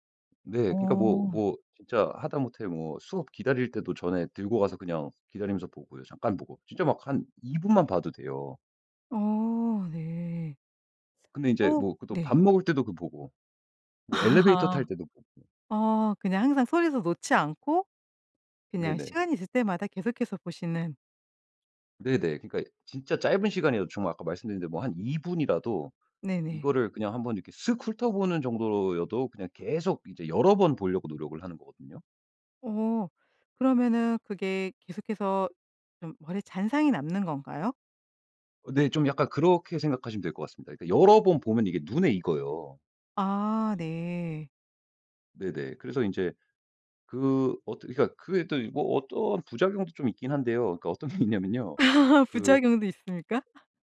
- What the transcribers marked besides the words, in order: tapping; laugh; laughing while speaking: "어떤 게"; laugh
- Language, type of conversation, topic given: Korean, podcast, 효과적으로 복습하는 방법은 무엇인가요?